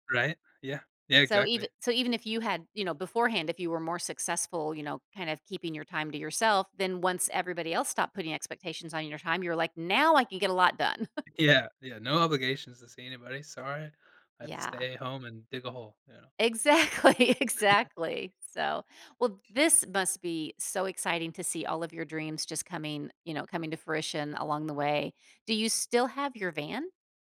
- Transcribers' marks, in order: chuckle; laughing while speaking: "Exactly"; chuckle; other background noise
- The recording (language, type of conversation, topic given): English, advice, How can I celebrate a personal milestone?
- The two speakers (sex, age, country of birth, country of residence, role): female, 55-59, United States, United States, advisor; male, 35-39, United States, United States, user